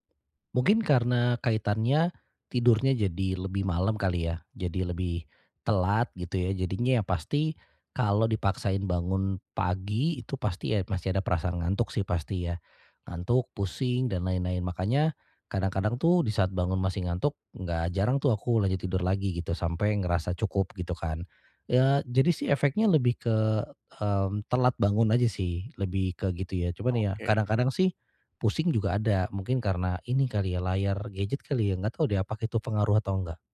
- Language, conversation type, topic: Indonesian, advice, Bagaimana cara tidur lebih nyenyak tanpa layar meski saya terbiasa memakai gawai di malam hari?
- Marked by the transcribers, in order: none